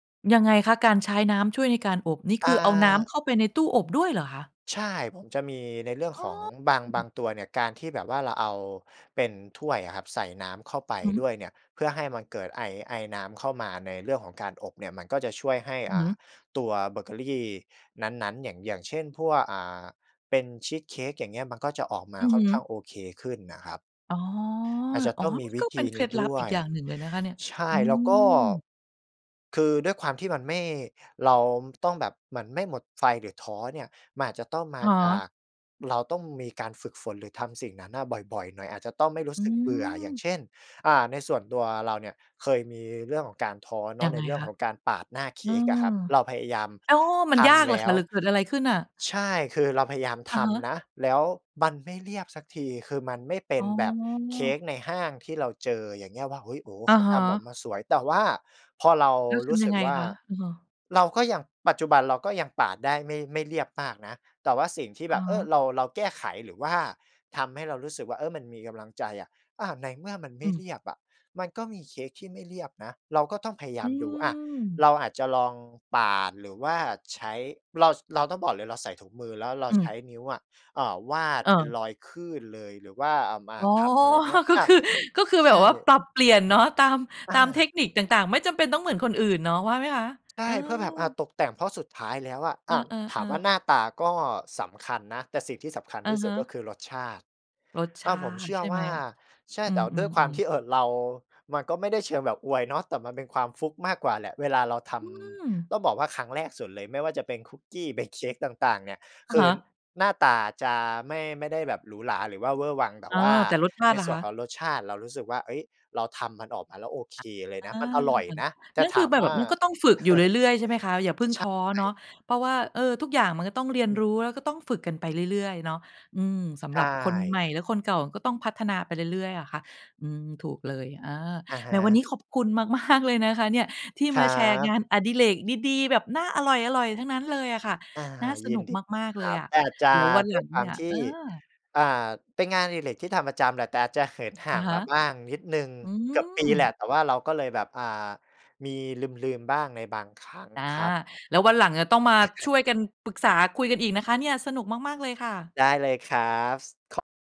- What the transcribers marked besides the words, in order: other background noise; laughing while speaking: "อ๋อ ก็คือ"; chuckle; laughing while speaking: "ๆ"; chuckle
- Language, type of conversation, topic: Thai, podcast, มีเคล็ดลับอะไรบ้างสำหรับคนที่เพิ่งเริ่มต้น?